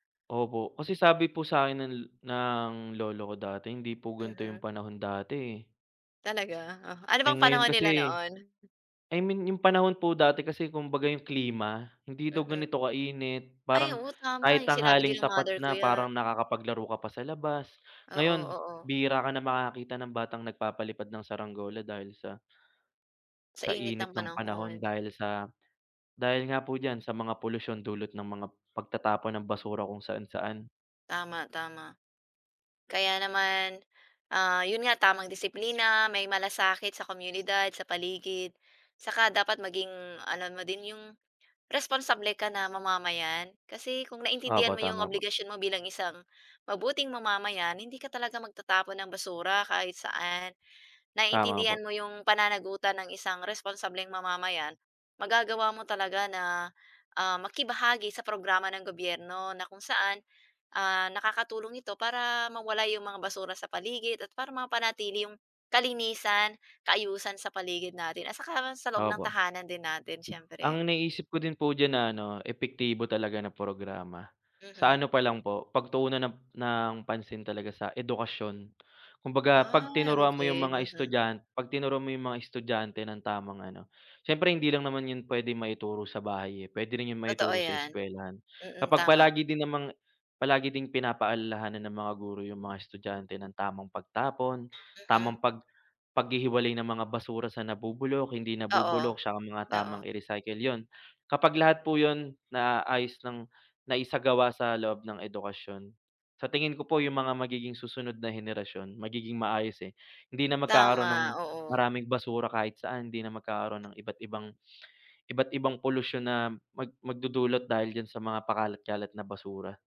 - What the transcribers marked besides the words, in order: snort; other background noise; other noise; wind
- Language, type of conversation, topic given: Filipino, unstructured, Ano ang reaksyon mo kapag may nakikita kang nagtatapon ng basura kung saan-saan?